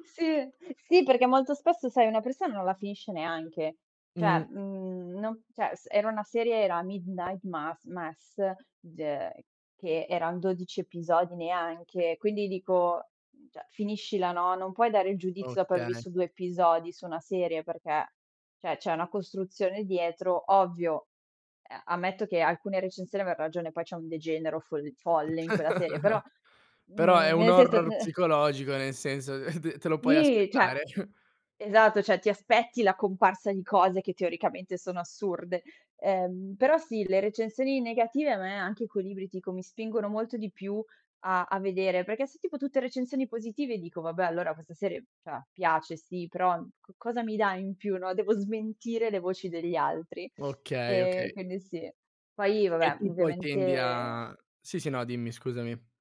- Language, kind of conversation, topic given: Italian, podcast, Come scegli cosa guardare sulle piattaforme di streaming?
- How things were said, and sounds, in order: laughing while speaking: "Sì, e"; "cioè" said as "ceh"; "cioè" said as "ceh"; "cioè" said as "ceh"; "cioè" said as "ceh"; chuckle; other background noise; "cioè" said as "ceh"; chuckle; "cioè" said as "ceh"; unintelligible speech